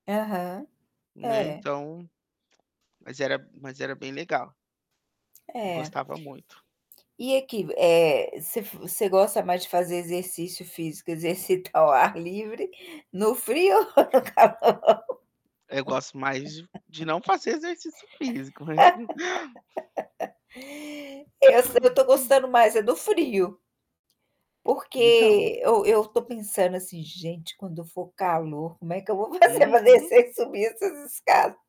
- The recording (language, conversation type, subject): Portuguese, unstructured, Você prefere frio ou calor para praticar atividades ao ar livre?
- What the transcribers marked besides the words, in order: static; tapping; laughing while speaking: "ao ar livre, no frio ou no calor?"; laugh; laughing while speaking: "não"; laughing while speaking: "vou fazer para descer e subir essas escadas?"